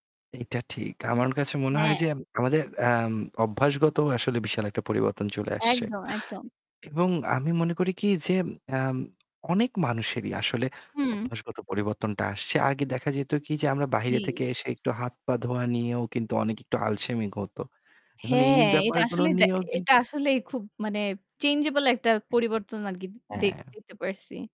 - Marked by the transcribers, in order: static; tapping
- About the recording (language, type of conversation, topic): Bengali, unstructured, মানব ইতিহাসে মহামারী কীভাবে আমাদের সমাজকে বদলে দিয়েছে?